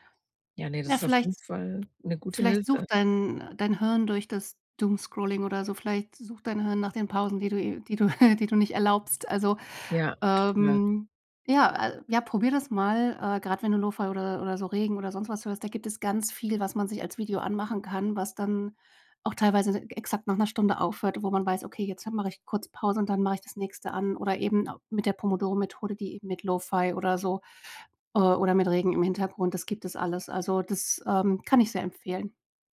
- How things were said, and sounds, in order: other background noise; in English: "Doomscrolling"; chuckle
- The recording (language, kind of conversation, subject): German, advice, Wie kann ich digitale Ablenkungen verringern, damit ich mich länger auf wichtige Arbeit konzentrieren kann?